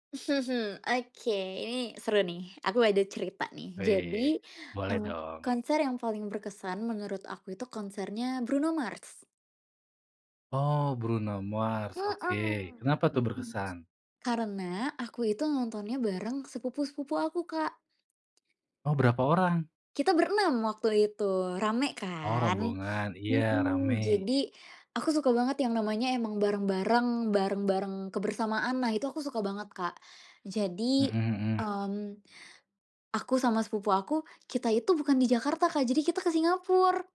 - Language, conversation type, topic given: Indonesian, podcast, Apa pengalaman menonton konser yang paling berkesan buat kamu?
- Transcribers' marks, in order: chuckle; background speech; "Singapura" said as "singapur"